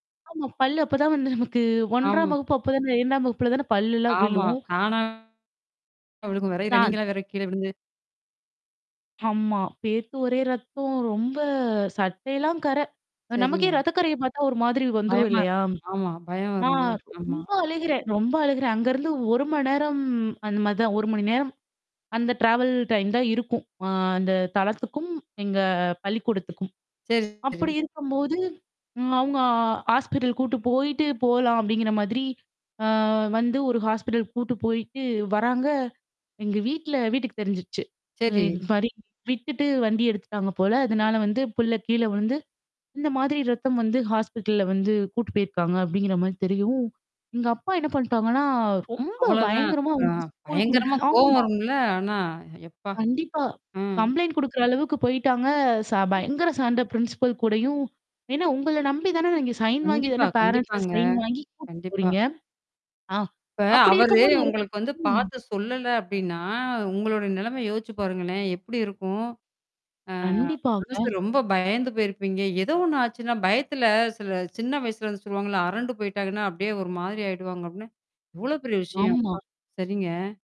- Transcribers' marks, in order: mechanical hum; static; laughing while speaking: "வந்து நமக்கு ஒன்றாம் வகுப்பு"; distorted speech; drawn out: "ரொம்ப"; in English: "ட்ராவல் டைம்"; other background noise; in English: "ஹாஸ்பிட்டல்"; in English: "ஹாஸ்பிட்டல்"; in English: "ஹாஸ்பிட்டல்ல"; in English: "கம்ப்ளைண்ட்"; in English: "பிரின்சிபல்"; in English: "சைன்"; in English: "பேரன்ட்ஸிட்ட சைன்"; other noise; drawn out: "அப்படின்னா"
- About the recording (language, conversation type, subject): Tamil, podcast, பயணத்தில் நீங்கள் தொலைந்து போன அனுபவத்தை ஒரு கதையாகப் பகிர முடியுமா?